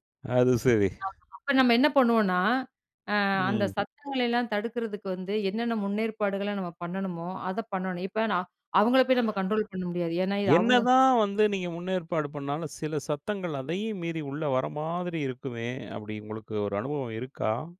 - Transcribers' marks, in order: other noise
- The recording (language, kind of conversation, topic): Tamil, podcast, வெளியிலிருந்து வரும் சத்தங்கள் அல்லது ஒலி தொந்தரவு ஏற்பட்டால் நீங்கள் என்ன செய்வீர்கள்?